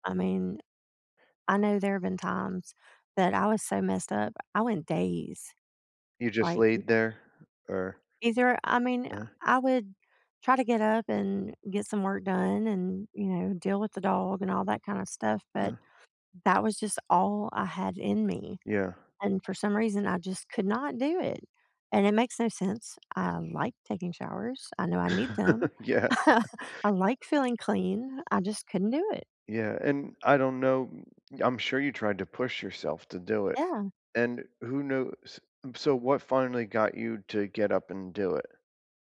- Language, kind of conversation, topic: English, unstructured, How can I respond when people judge me for anxiety or depression?
- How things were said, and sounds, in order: laugh